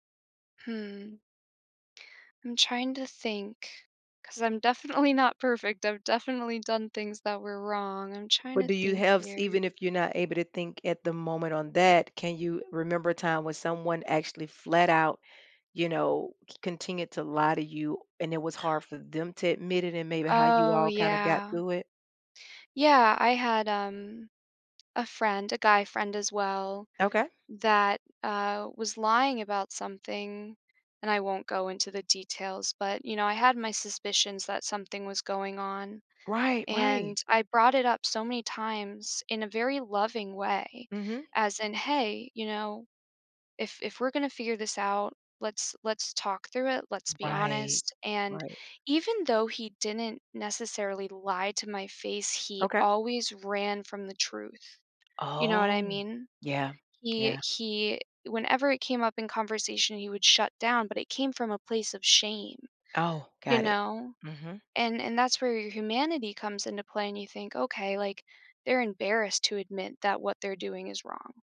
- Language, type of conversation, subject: English, unstructured, Why do people find it hard to admit they're wrong?
- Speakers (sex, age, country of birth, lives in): female, 30-34, United States, United States; female, 45-49, United States, United States
- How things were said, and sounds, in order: other background noise; drawn out: "Oh"